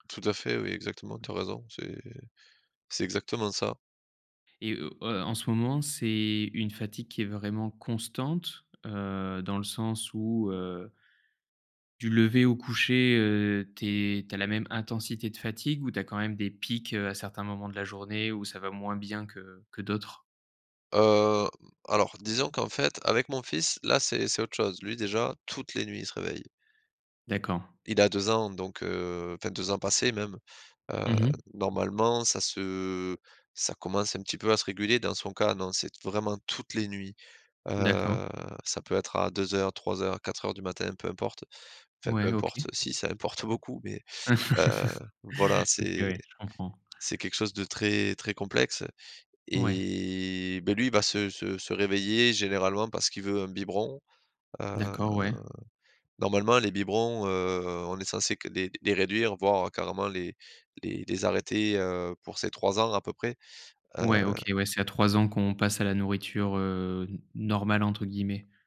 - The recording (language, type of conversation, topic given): French, advice, Comment puis-je réduire la fatigue mentale et le manque d’énergie pour rester concentré longtemps ?
- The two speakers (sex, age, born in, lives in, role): male, 30-34, France, France, advisor; male, 35-39, France, France, user
- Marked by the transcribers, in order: tapping; stressed: "toutes"; laugh